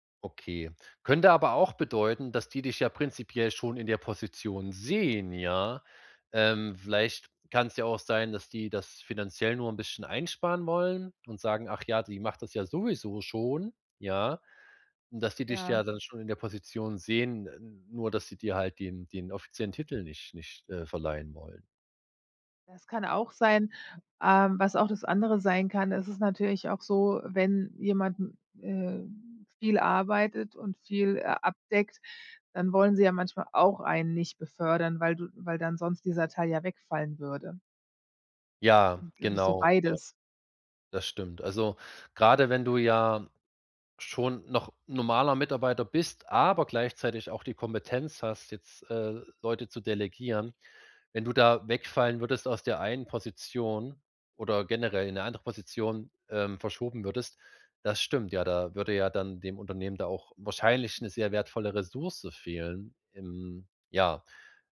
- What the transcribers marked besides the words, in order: stressed: "sehen"
- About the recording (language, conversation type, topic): German, advice, Ist jetzt der richtige Zeitpunkt für einen Jobwechsel?